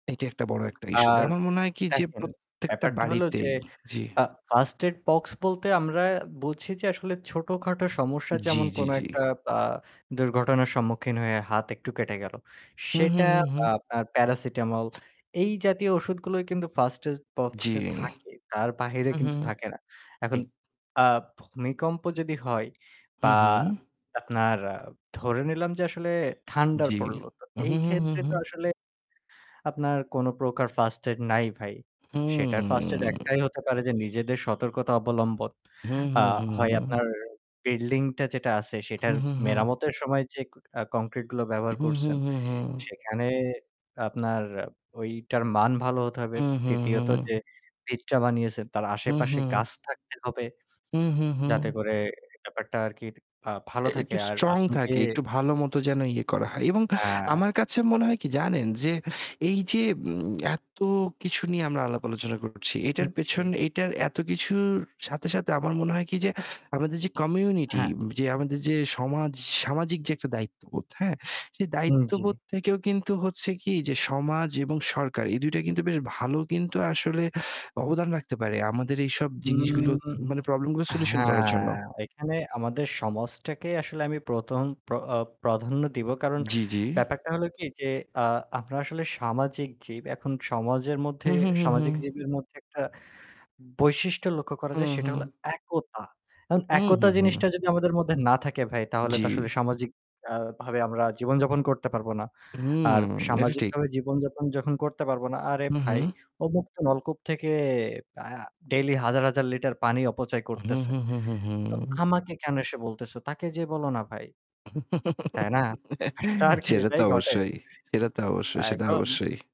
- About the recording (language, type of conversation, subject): Bengali, unstructured, প্রাকৃতিক দুর্যোগ মোকাবিলায় আমরা কীভাবে প্রস্তুত হতে পারি?
- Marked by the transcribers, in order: static; tapping; "বক্স" said as "পক্স"; drawn out: "হু"; other background noise; lip smack; chuckle; laughing while speaking: "একটা আরকি এটাই ঘটে"